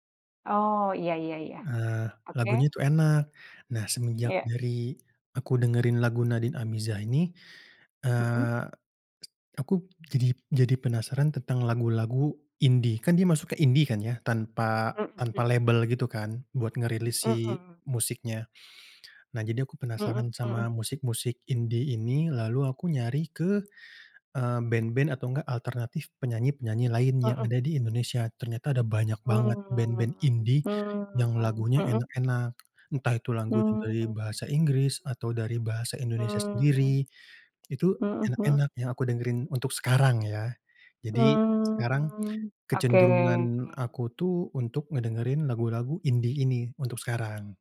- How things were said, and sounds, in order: drawn out: "Mmm mmm"; drawn out: "Mmm, oke"
- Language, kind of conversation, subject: Indonesian, podcast, Pernahkah selera musikmu berubah seiring waktu, dan apa penyebabnya?